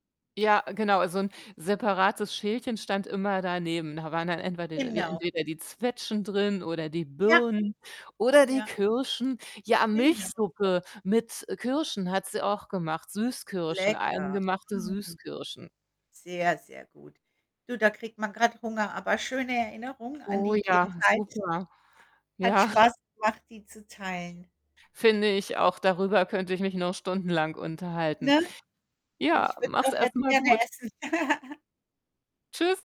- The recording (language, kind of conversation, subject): German, unstructured, Welches Essen erinnert dich an deine Kindheit?
- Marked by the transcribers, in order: static; other background noise; distorted speech; laughing while speaking: "Ja"; laugh